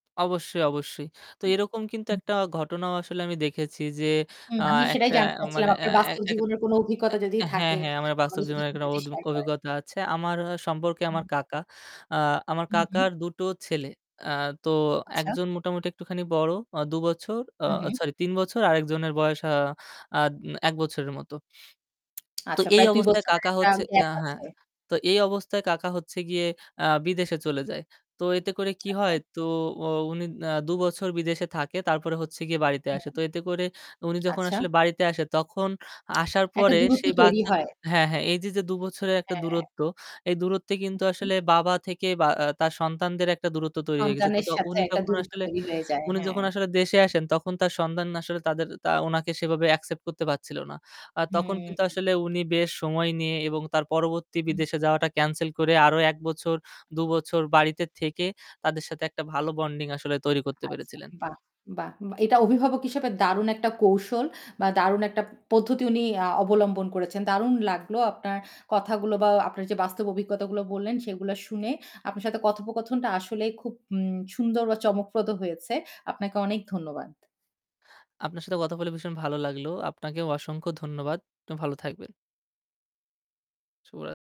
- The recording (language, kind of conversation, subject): Bengali, podcast, বাচ্চাদের সঙ্গে কথা বলার সবচেয়ে ভালো উপায় কী?
- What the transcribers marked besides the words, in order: static; other background noise; lip smack; tapping; "সন্তান" said as "সন্ধান"